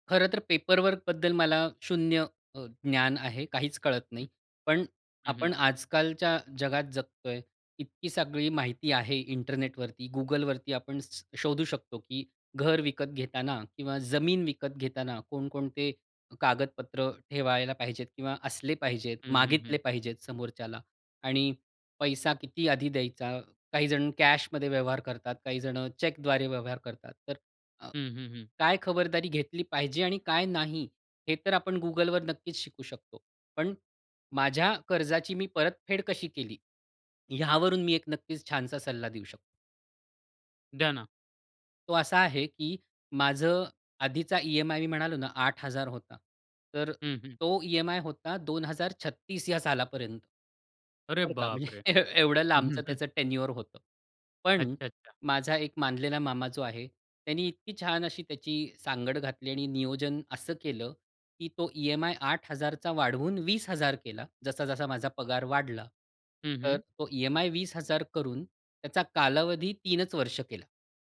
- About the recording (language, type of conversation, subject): Marathi, podcast, पहिलं घर घेतल्यानंतर काय वाटलं?
- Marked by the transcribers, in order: in English: "पेपरवर्कबद्दल"; other background noise; in English: "कॅशमध्ये"; laughing while speaking: "म्हणजे"; chuckle; in English: "टेन्युअर"